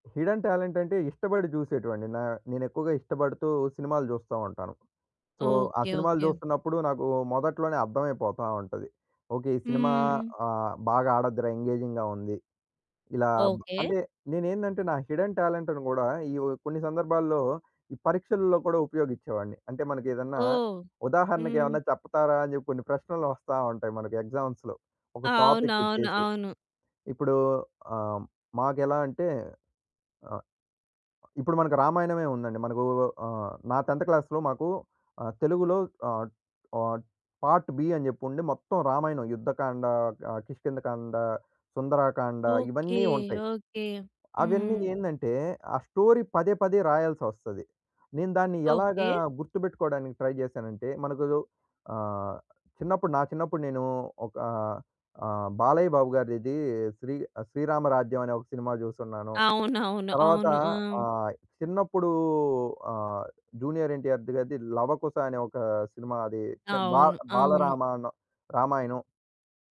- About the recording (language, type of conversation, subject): Telugu, podcast, పరీక్షలో పడిపోయిన తర్వాత మీరు ఏ మార్పులు చేసుకున్నారు?
- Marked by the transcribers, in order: in English: "హిడెన్ టాలెంట్"; in English: "సో"; in English: "ఎంగేజింగ్‌గా"; in English: "హిడెన్ టాలెంట్‌ని"; in English: "ఎగ్జామ్స్‌లో"; in English: "టాపిక్"; other noise; in English: "10థ్ క్లాస్‌లో"; in English: "పార్ట్-బి"; in English: "స్టోరీ"; in English: "ట్రై"; other background noise